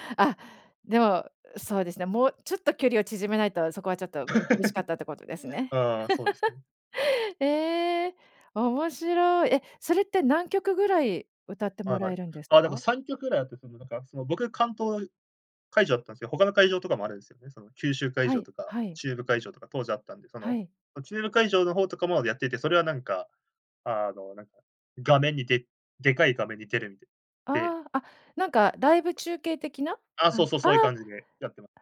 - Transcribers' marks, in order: laugh; laugh; tapping
- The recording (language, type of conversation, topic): Japanese, podcast, ライブやコンサートで最も印象に残っている出来事は何ですか？